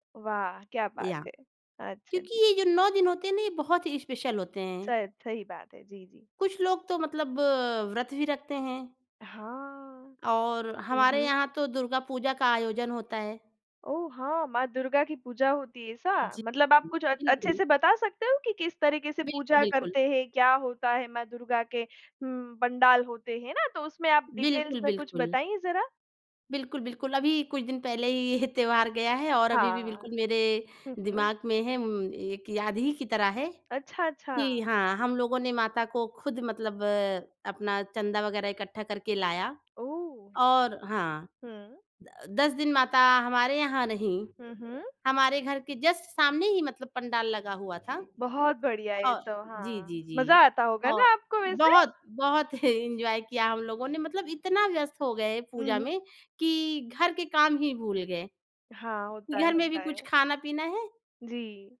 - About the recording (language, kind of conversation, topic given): Hindi, podcast, त्योहारों का असल मतलब आपके लिए क्या है?
- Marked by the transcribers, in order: in English: "याह"; in English: "स्पेशल"; in English: "डिटेल्स"; laughing while speaking: "ये"; in English: "जस्ट"; chuckle; in English: "एन्जॉय"